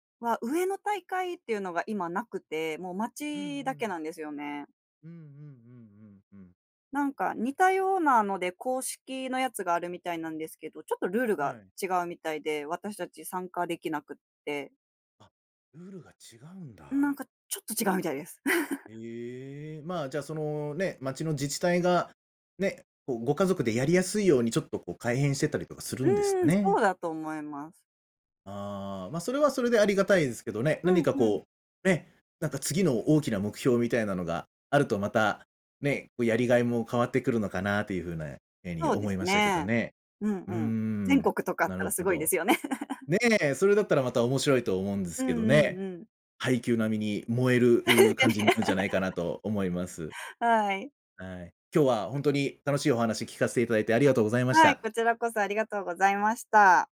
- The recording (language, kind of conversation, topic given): Japanese, podcast, 休日は普段どのように過ごしていますか？
- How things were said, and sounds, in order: chuckle; other background noise; chuckle; unintelligible speech